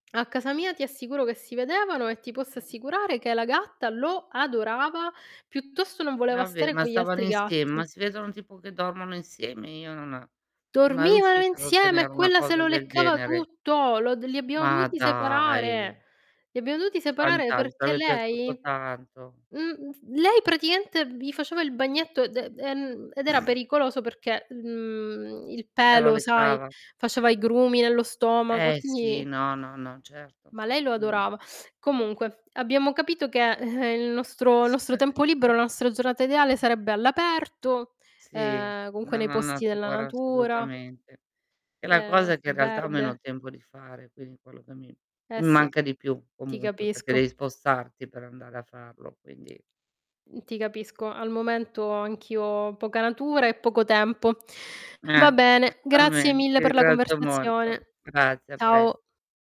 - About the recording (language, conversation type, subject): Italian, unstructured, Come trascorreresti una giornata perfetta se non avessi alcun impegno?
- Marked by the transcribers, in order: tapping; other background noise; unintelligible speech; snort; static; teeth sucking; chuckle; distorted speech